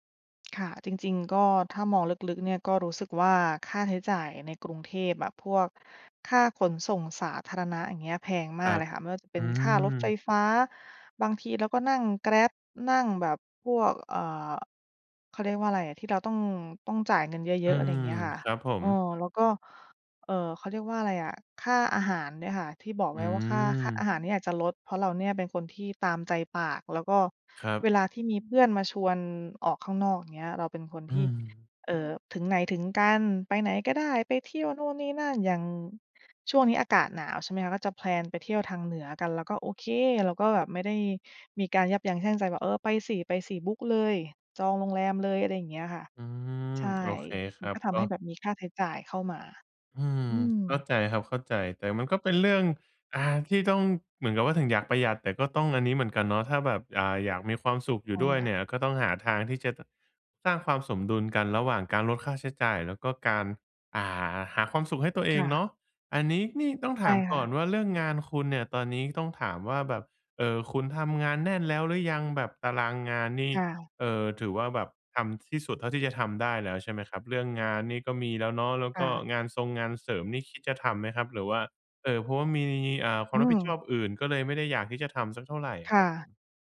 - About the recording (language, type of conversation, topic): Thai, advice, จะลดค่าใช้จ่ายโดยไม่กระทบคุณภาพชีวิตได้อย่างไร?
- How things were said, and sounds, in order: tapping; in English: "แพลน"